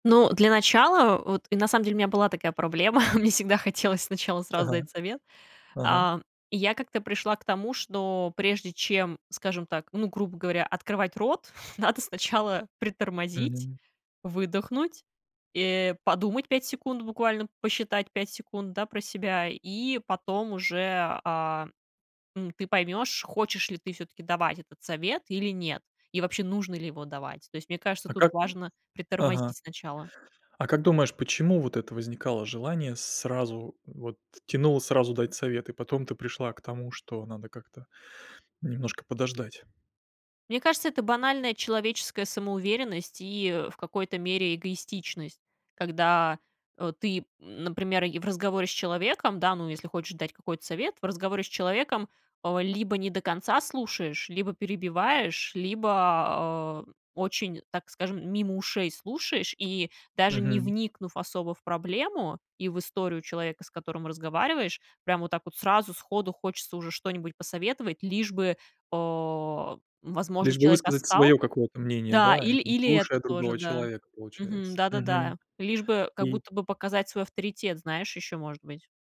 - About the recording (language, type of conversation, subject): Russian, podcast, Как реагировать, когда хочется сразу дать совет?
- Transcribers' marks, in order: laughing while speaking: "мне всегда хотелось"; laughing while speaking: "надо сначала притормозить"; tapping